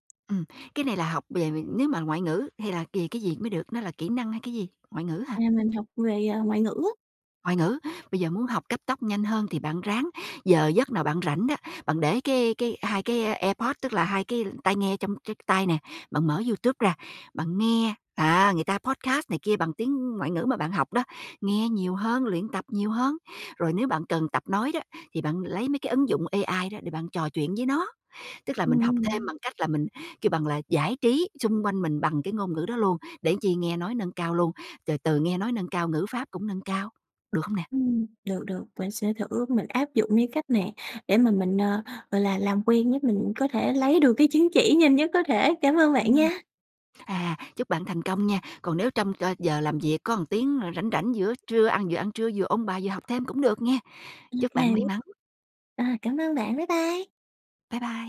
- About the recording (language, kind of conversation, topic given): Vietnamese, advice, Vì sao bạn liên tục trì hoãn khiến mục tiêu không tiến triển, và bạn có thể làm gì để thay đổi?
- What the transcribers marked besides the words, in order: tapping; in English: "podcast"; unintelligible speech